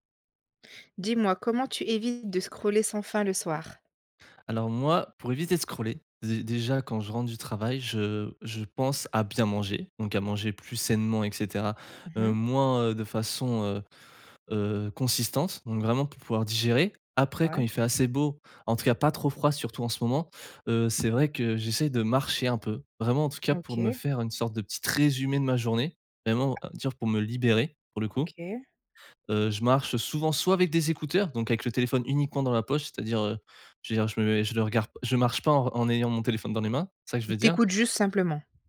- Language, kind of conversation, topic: French, podcast, Comment éviter de scroller sans fin le soir ?
- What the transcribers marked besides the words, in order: tapping; other background noise